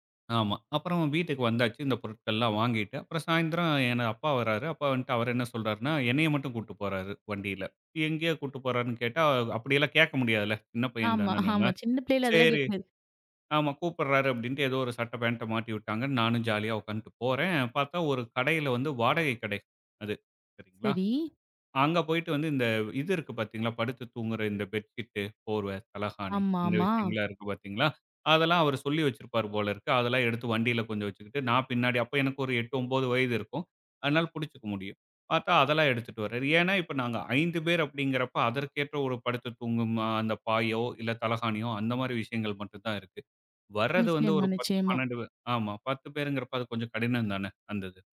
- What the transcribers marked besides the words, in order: none
- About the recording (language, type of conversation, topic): Tamil, podcast, வீட்டில் விருந்தினர்கள் வரும்போது எப்படி தயாராக வேண்டும்?